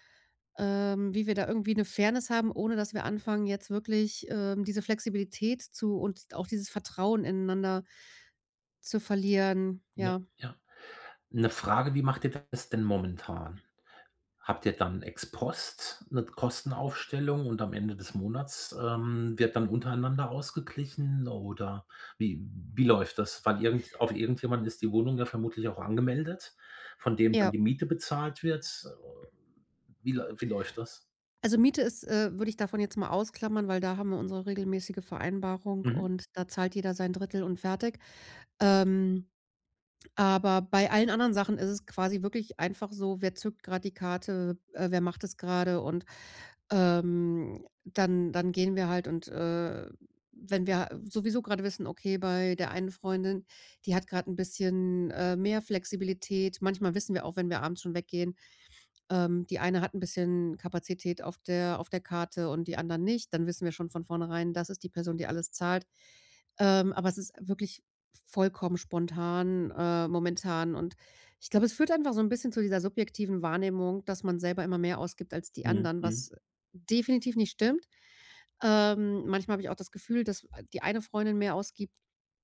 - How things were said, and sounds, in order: other background noise
- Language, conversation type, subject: German, advice, Wie können wir unsere gemeinsamen Ausgaben fair und klar regeln?
- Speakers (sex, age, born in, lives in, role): female, 40-44, Germany, Germany, user; male, 55-59, Germany, Germany, advisor